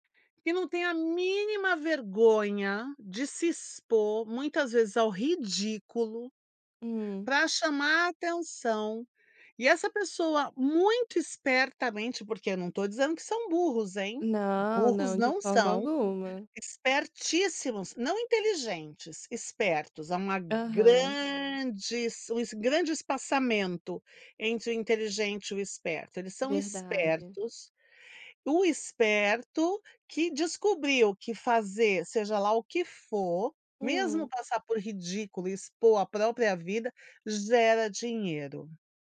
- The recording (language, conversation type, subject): Portuguese, podcast, Como você explicaria o fenômeno dos influenciadores digitais?
- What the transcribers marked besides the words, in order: other background noise; tapping; stressed: "grande"